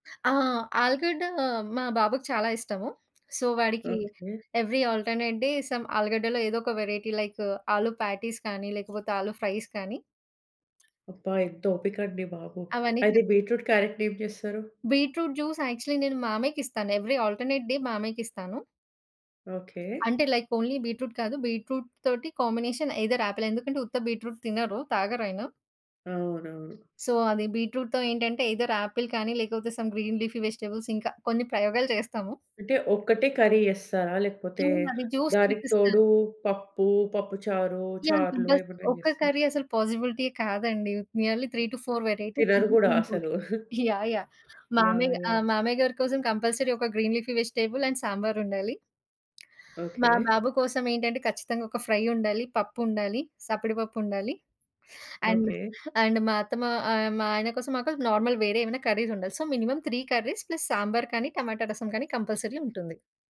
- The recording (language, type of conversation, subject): Telugu, podcast, రోజువారీ భోజనాన్ని మీరు ఎలా ప్రణాళిక చేసుకుంటారు?
- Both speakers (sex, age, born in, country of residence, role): female, 30-34, India, India, guest; female, 30-34, India, India, host
- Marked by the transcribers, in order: other background noise; in English: "సో"; in English: "ఎవ్రీ ఆల్టర్‌నేట్ డే సమ్"; in English: "వేరైటీ లైక్"; in English: "ప్యాటీస్"; in English: "ఫ్రైస్"; in English: "బీట్రూట్"; in English: "బీట్రూట్ జ్యూస్ యాక్చువల్లి"; in English: "ఎవ్రీ ఆల్టర్‌నేట్ డే"; tapping; in English: "లైక్ ఓన్లీ బీట్రూట్"; in English: "బీట్రూట్"; in English: "ఐదర్ ఆపిల్"; in English: "బీట్రూట్"; in English: "సో"; in English: "బీట్రూట్‌తో"; in English: "ఐదర్ ఆపిల్"; in English: "సమ్ గ్రీన్ లీఫీ వెజిటబుల్స్"; in English: "కర్రీ"; in English: "జ్యూస్"; in English: "కంపల్సరీ"; in English: "కర్రీ"; in English: "పాజిబిలిటీ"; in English: "నియర్లీ త్రీ టూ ఫోర్ వేరైటీస్ మినిమం"; giggle; in English: "కంపల్సరీ"; in English: "గ్రీన్ లీఫీ వెజిటబుల్ అండ్"; in English: "ఫ్రై"; in English: "అండ్, అండ్"; in English: "నార్మల్"; in English: "కర్రీస్"; in English: "సో, మినిమం త్రీ కర్రీస్ ప్లస్"; in English: "కంపల్సరీ"